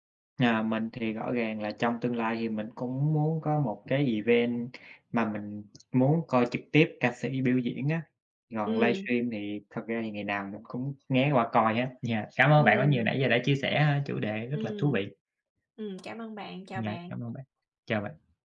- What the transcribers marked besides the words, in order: tapping; in English: "event"
- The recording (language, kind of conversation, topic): Vietnamese, unstructured, Bạn thích đi dự buổi biểu diễn âm nhạc trực tiếp hay xem phát trực tiếp hơn?
- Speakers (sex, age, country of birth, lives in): female, 35-39, Vietnam, United States; male, 25-29, Vietnam, United States